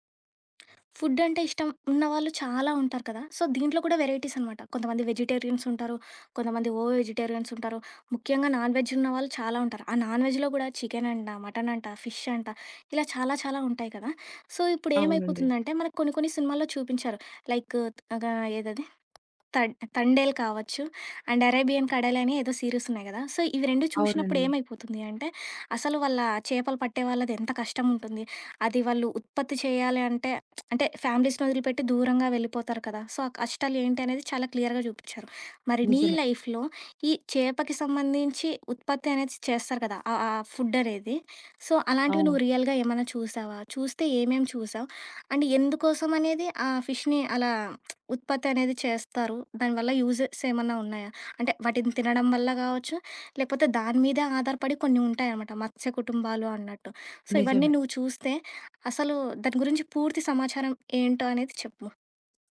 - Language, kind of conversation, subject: Telugu, podcast, మత్స్య ఉత్పత్తులను సుస్థిరంగా ఎంపిక చేయడానికి ఏమైనా సూచనలు ఉన్నాయా?
- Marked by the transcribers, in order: lip smack; in English: "ఫుడ్"; in English: "సో"; in English: "వెరైటీస్"; in English: "వెజిటేరియన్స్"; in English: "ఓ వెజిటేరియన్స్"; in English: "నాన్‌వెజ్"; in English: "నాన్‌వెజ్‌లో"; in English: "ఫిష్"; in English: "సో"; in English: "లైక్"; tapping; in English: "అండ్"; in English: "సీరిస్"; in English: "సో"; door; lip smack; in English: "ఫ్యామిలీస్‌ని"; in English: "సో"; in English: "క్లియర్‌గా"; in English: "లైఫ్‌లో"; in English: "ఫుడ్"; in English: "సో"; in English: "రియల్‌గా"; in English: "అండ్"; in English: "ఫిష్‌ని"; lip smack; in English: "యూజెస్"; in English: "సో"